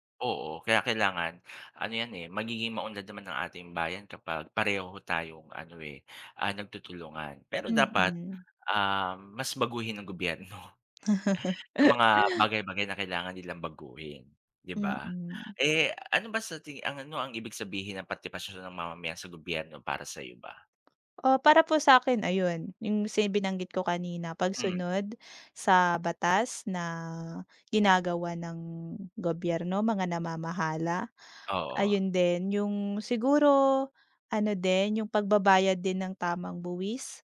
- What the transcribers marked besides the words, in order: inhale; inhale; other background noise; laughing while speaking: "gobyerno"; chuckle; tapping
- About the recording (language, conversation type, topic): Filipino, unstructured, Bakit mahalaga ang pakikilahok ng mamamayan sa pamahalaan?